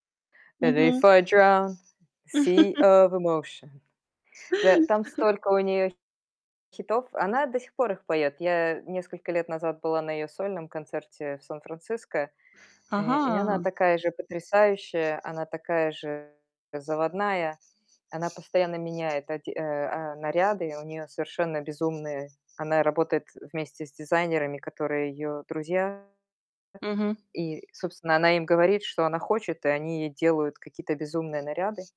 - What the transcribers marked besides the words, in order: other background noise; in English: "Before I drown. Sea of emotion"; singing: "Before I drown. Sea of emotion"; chuckle; distorted speech; chuckle; tapping
- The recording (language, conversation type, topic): Russian, podcast, Какой концерт произвёл на тебя самое сильное впечатление и почему?